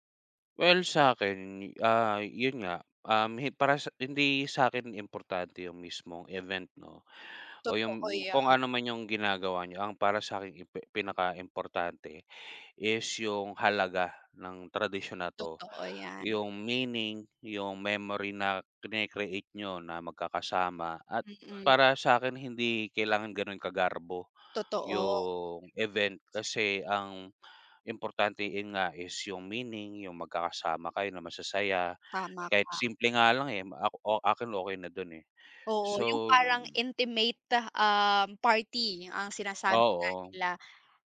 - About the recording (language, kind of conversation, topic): Filipino, unstructured, Ano ang paborito mong tradisyon kasama ang pamilya?
- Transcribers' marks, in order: none